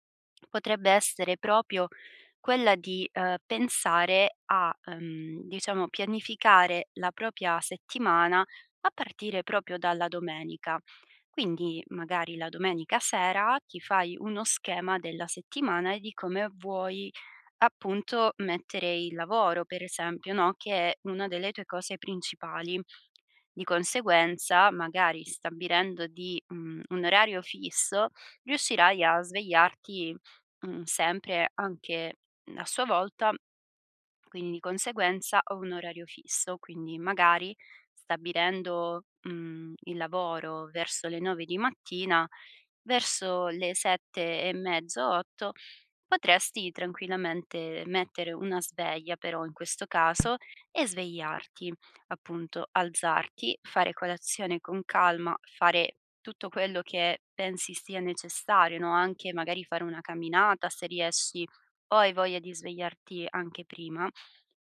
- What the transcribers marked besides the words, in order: "proprio" said as "propio"; "propria" said as "propia"; "proprio" said as "propio"; other background noise
- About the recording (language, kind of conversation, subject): Italian, advice, Perché faccio fatica a mantenere una routine mattutina?